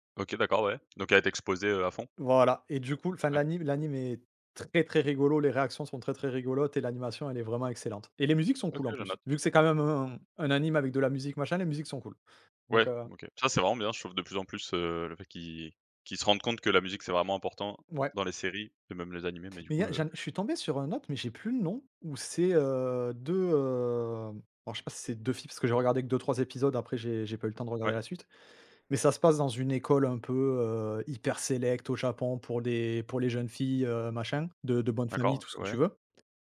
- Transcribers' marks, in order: none
- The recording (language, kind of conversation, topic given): French, unstructured, Quelle série télé t’a le plus marqué récemment ?